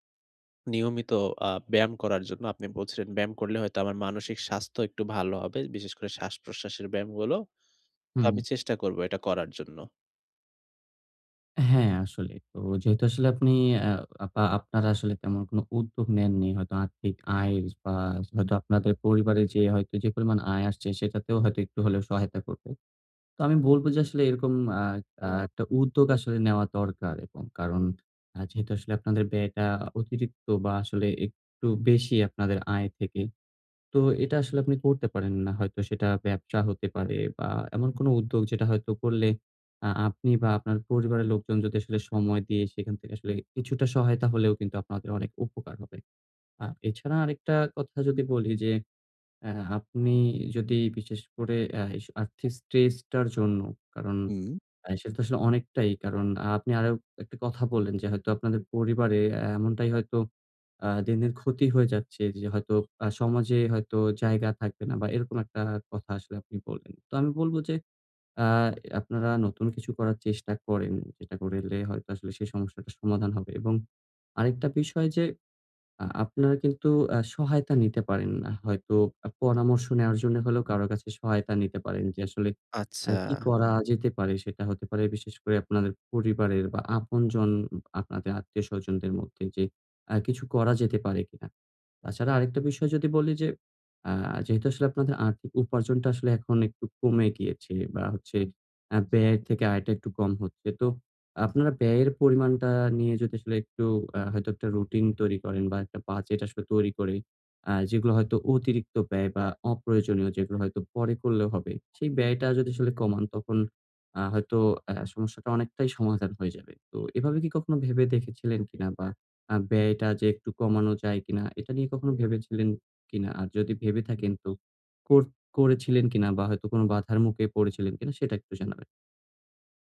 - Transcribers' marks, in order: tapping; horn; other background noise
- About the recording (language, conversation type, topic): Bengali, advice, আর্থিক চাপ বেড়ে গেলে আমি কীভাবে মানসিক শান্তি বজায় রেখে তা সামলাতে পারি?